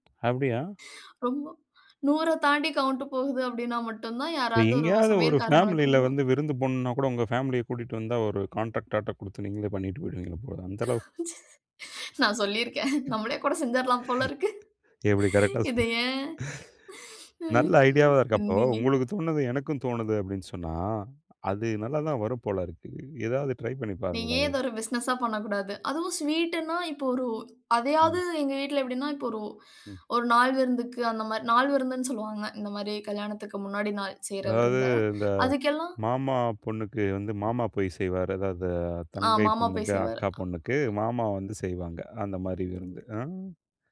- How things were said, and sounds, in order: other noise; laughing while speaking: "நான் சொல்லிருக்கேன். நம்மளே கூட செஞ்சிரலாம் போல இருக்கு. இதை ஏன்? ம்"; chuckle
- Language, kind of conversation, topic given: Tamil, podcast, உங்கள் வீட்டிற்கு விருந்தினர்கள் வரும்போது உணவுத் திட்டத்தை எப்படிச் செய்கிறீர்கள்?